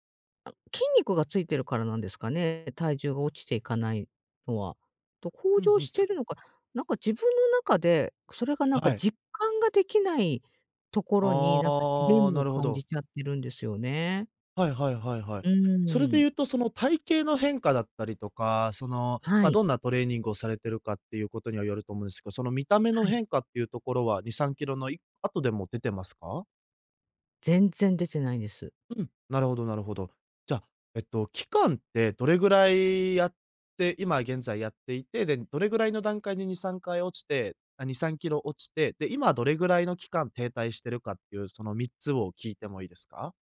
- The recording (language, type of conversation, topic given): Japanese, advice, 筋力向上や体重減少が停滞しているのはなぜですか？
- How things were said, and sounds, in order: other background noise